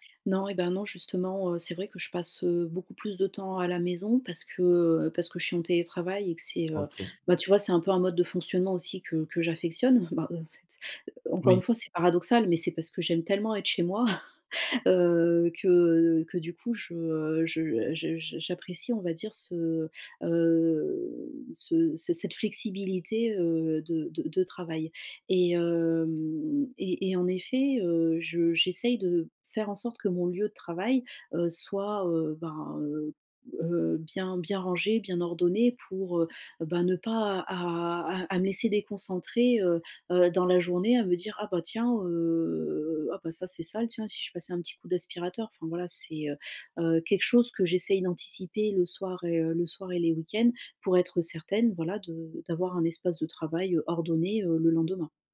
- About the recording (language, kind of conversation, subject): French, advice, Comment puis-je vraiment me détendre chez moi ?
- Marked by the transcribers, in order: other background noise; chuckle; drawn out: "hem"; drawn out: "heu"